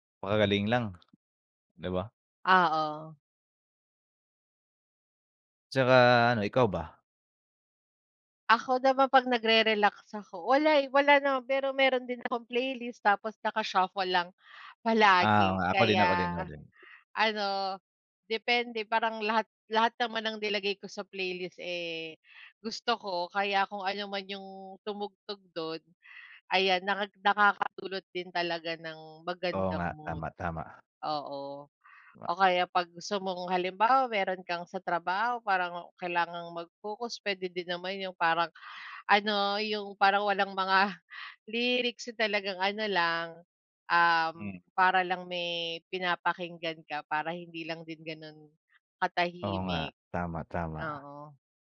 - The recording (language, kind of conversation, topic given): Filipino, unstructured, Paano nakaaapekto ang musika sa iyong araw-araw na buhay?
- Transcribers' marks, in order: tapping; gasp; laughing while speaking: "mga"